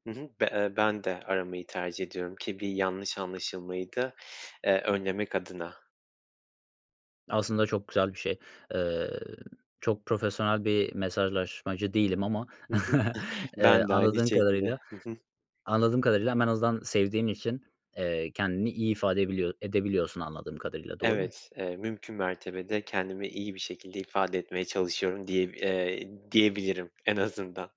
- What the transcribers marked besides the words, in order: chuckle
- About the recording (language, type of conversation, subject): Turkish, podcast, Kısa mesajlar sence neden sık sık yanlış anlaşılır?